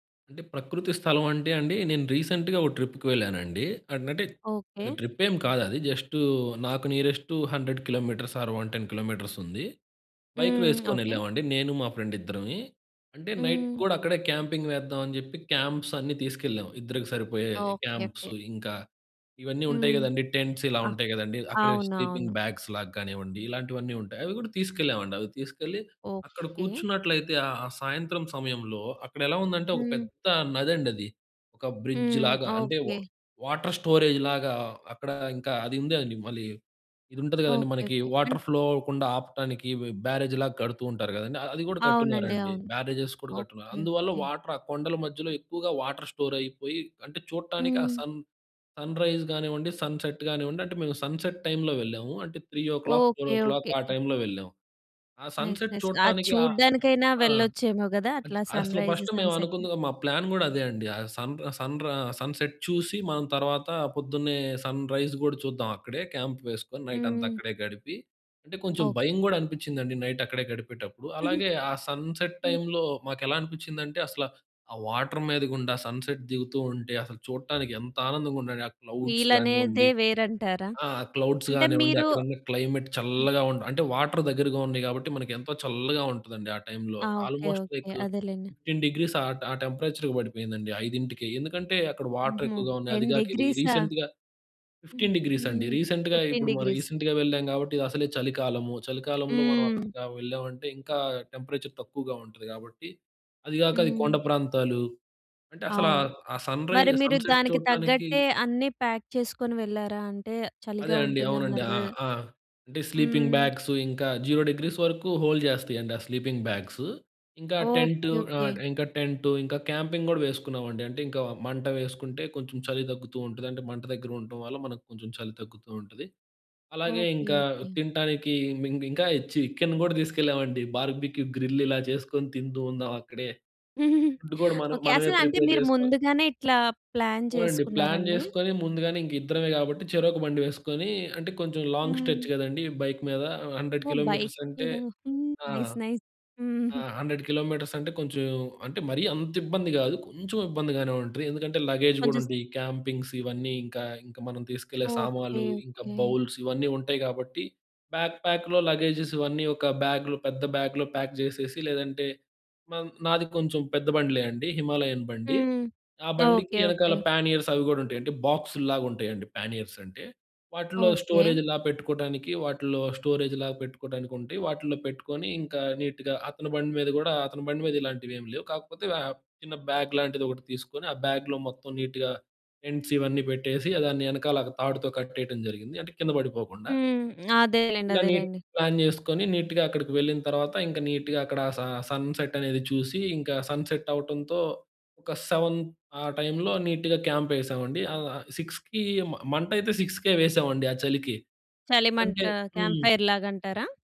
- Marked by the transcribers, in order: in English: "రీసెంట్‌గా"; in English: "ట్రిప్‌కి"; in English: "జస్ట్"; in English: "నియరెస్ట్ హండ్రెడ్ కిలోమీటర్స్ ఆర్ వన్ టెన్ కిలోమీటర్స్"; in English: "ఫ్రెండ్"; in English: "నైట్"; in English: "క్యాంపింగ్"; in English: "క్యాంప్స్"; in English: "టెంట్స్"; in English: "స్లీపింగ్ బ్యాగ్స్‌లాగా"; in English: "బ్రిడ్జ్‌లాగా"; in English: "వాటర్ స్టోరేజ్‌లాగా"; in English: "వాటర్ ఫ్లో"; in English: "బ్యారేజ్‌లాగా"; in English: "బ్యారేజెస్"; in English: "వాటర్"; in English: "వాటర్ స్టోర్"; in English: "సన్ సన్‌రైజ్"; in English: "సన్‌సెట్"; in English: "సన్‌సెట్ టైమ్‌లో"; in English: "త్రీ ఓ క్లాక్, ఫోర్ ఓ క్లాక్"; in English: "నైస్. నైస్"; in English: "టైమ్‌లో"; in English: "సన్‌సెట్"; in English: "ఫస్ట్"; in English: "ప్లాన్"; in English: "సన్ రా సన్ ర సన్‌సెట్"; in English: "సన్‌రైజ్"; in English: "క్యాంప్"; in English: "నైట్"; in English: "నైట్"; giggle; in English: "సన్‌సెట్ టైమ్‌లో"; in English: "వాటర్"; in English: "సన్‌సెట్"; in English: "క్లౌడ్స్"; in English: "క్లౌడ్స్"; in English: "క్లైమేట్"; other noise; in English: "వాటర్"; in English: "టైమ్‌లో ఆల్‌మోస్ట్ లైక్ ఫిఫ్టీన్ డిగ్రీస్"; in English: "టెంపరేచర్‌కి"; in English: "వాటర్"; in English: "టెన్"; in English: "రీసెంట్‌గా"; in English: "ఫిఫ్టీన్ డిగ్రీస్"; in English: "డిగ్రీస్"; in English: "రీసెంట్‌గా"; in English: "రీసెంట్‌గా"; in English: "టెంపరేచర్"; in English: "సన్‌రైజ్ సన్‌సెట్"; in English: "ప్యాక్"; in English: "స్లీపింగ్"; in English: "జీరో డిగ్రీస్"; in English: "హోల్డ్"; in English: "స్లీపింగ్"; in English: "క్యాంపింగ్"; in English: "చికెన్"; in English: "బార్బిక్యూ గ్రిల్"; giggle; in English: "ఫుడ్"; in English: "ప్రిపేర్"; in English: "ప్లాన్"; in English: "ప్లాన్"; in English: "లాంగ్ స్ట్రెచ్"; in English: "బైక్"; in English: "హండ్రెడ్ కిలోమీటర్స్"; in English: "బైక్"; in English: "నైస్ నైస్"; in English: "హండ్రెడ్ కిలోమీటర్స్"; in English: "లగేజ్"; in English: "క్యాంపింగ్స్"; in English: "బౌల్స్"; in English: "బ్యాక్ ప్యాక్‌లో లగేజెస్"; in English: "బ్యాగ్‌లో"; in English: "బ్యాగ్‌లో ప్యాక్"; in English: "పానియర్స్"; in English: "బాక్స్‌ల్లాగా"; in English: "పానీయర్స్"; in English: "స్టోరేజ్‌లాగా"; in English: "స్టోరేజ్‌లాగా"; in English: "నీట్‌గా"; in English: "బ్యాగ్"; in English: "బ్యాగ్‌లో"; in English: "నీట్‌గా టెంట్స్"; in English: "నీట్ ప్లాన్"; in English: "నీట్‌గా"; in English: "నీట్‌గా"; in English: "సన్‌సెట్"; in English: "సన్‌సెట్"; in English: "సెవెన్"; in English: "టైమ్‌లో నీట్‌గా క్యాంప్"; in English: "సిక్స్‌కి"; in English: "సిక్స్‌కే"; in English: "క్యాంప్ ఫైర్‌లాగా"
- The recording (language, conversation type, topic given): Telugu, podcast, మీకు నెమ్మదిగా కూర్చొని చూడడానికి ఇష్టమైన ప్రకృతి స్థలం ఏది?